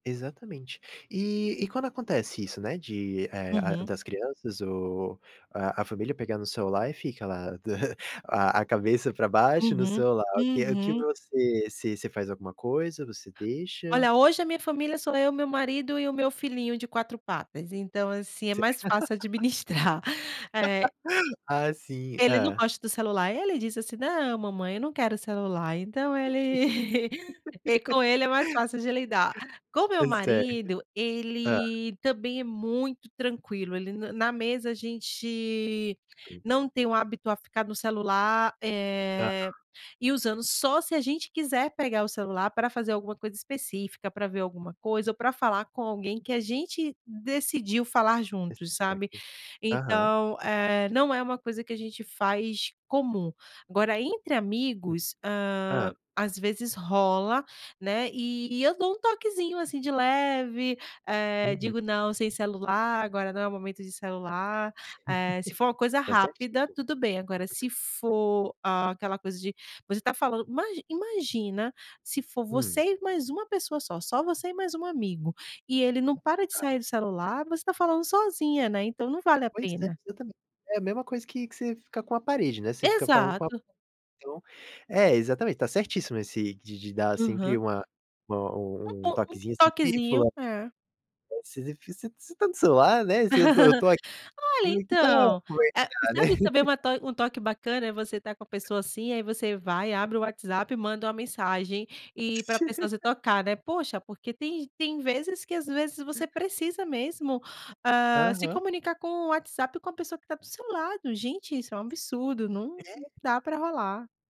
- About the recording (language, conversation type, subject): Portuguese, podcast, Você tem alguma regra sobre usar o celular à mesa durante as refeições?
- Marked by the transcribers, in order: chuckle; tapping; unintelligible speech; laugh; chuckle; laugh; laugh; laugh; other noise; unintelligible speech; laugh; unintelligible speech; laugh; unintelligible speech; laugh; laugh